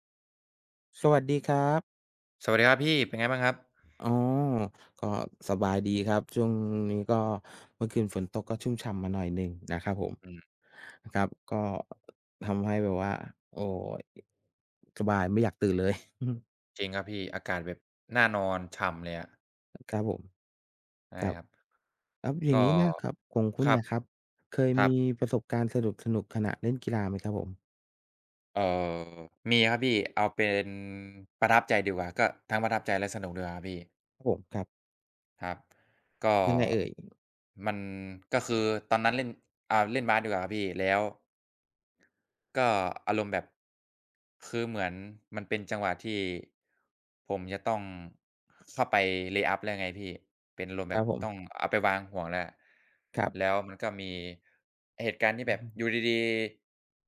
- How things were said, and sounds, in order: laughing while speaking: "เลย"; chuckle; in English: "เลย์อัพ"
- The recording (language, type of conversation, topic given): Thai, unstructured, คุณเคยมีประสบการณ์สนุกๆ ขณะเล่นกีฬาไหม?